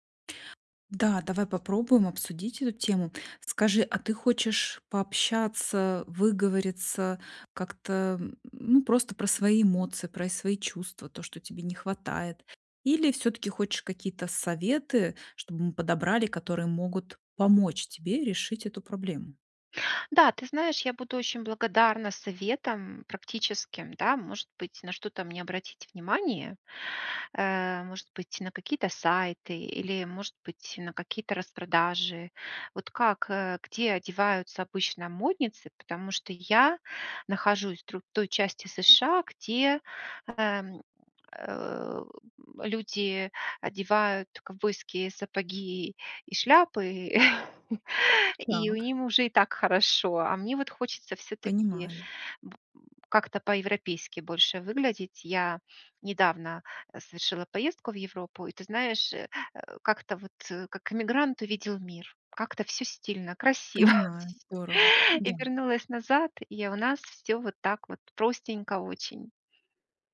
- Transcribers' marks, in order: chuckle; laughing while speaking: "красиво"
- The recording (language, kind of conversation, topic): Russian, advice, Как найти стильные вещи и не тратить на них много денег?